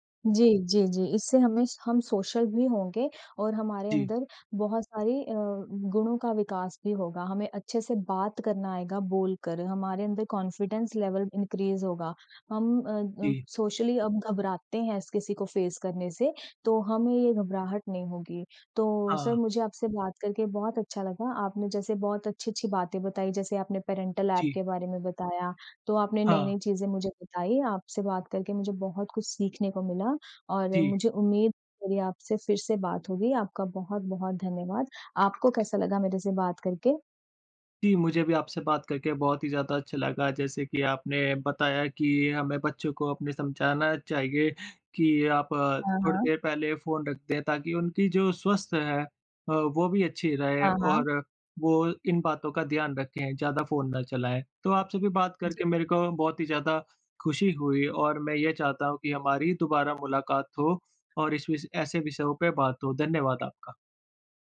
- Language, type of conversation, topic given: Hindi, unstructured, आपके लिए तकनीक ने दिनचर्या कैसे बदली है?
- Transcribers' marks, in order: in English: "सोशल"; in English: "कॉन्फ़िडेंस लेवल इनक्रीज़"; in English: "सोशली"; in English: "फ़ेस"; in English: "पेरेंटल एप"